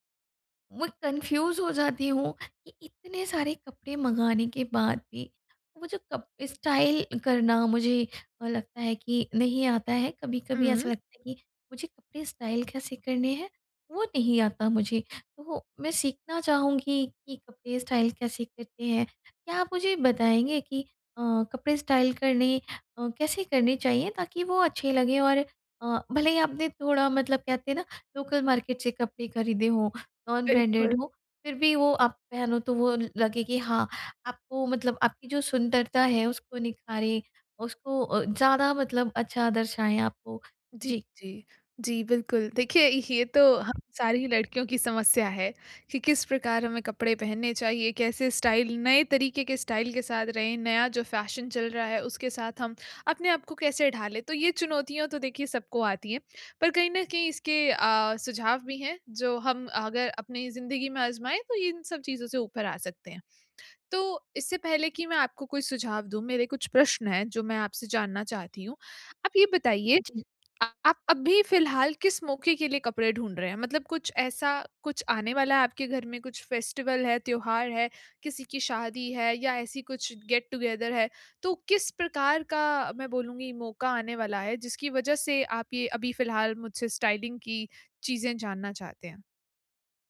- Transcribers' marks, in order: in English: "कन्फ्यूज़"; in English: "स्टाइल"; in English: "स्टाइल"; in English: "स्टाइल"; in English: "स्टाइल"; in English: "लोकल मार्केट"; in English: "नॉन ब्रांडेड"; in English: "स्टाइल"; in English: "स्टाइल"; in English: "फेस्टिवल"; in English: "गेट-टुगेदर"; in English: "स्टाइलिंग"
- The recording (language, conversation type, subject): Hindi, advice, कपड़े और स्टाइल चुनने में मुझे मदद कैसे मिल सकती है?